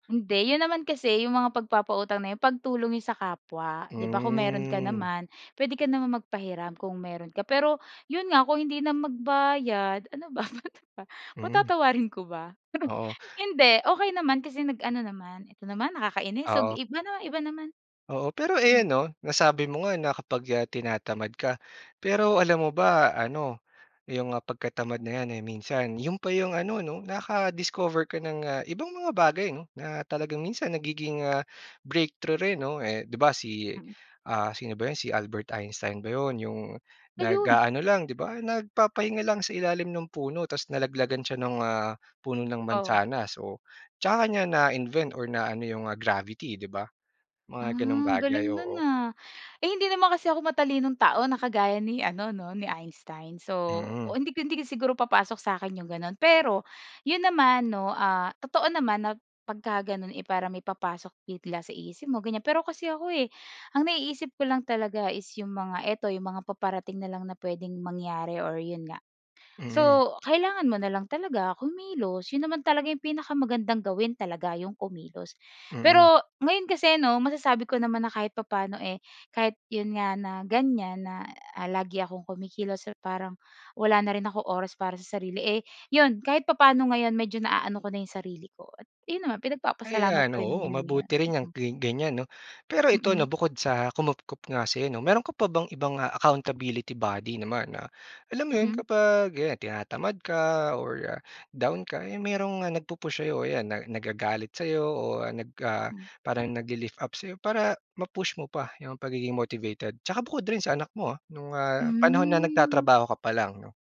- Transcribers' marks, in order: drawn out: "Hmm"; chuckle; other background noise; in English: "breakthrough"; in English: "accountability body"; drawn out: "Hmm"
- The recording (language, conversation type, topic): Filipino, podcast, Ano ang ginagawa mo kapag nawawala ang motibasyon mo?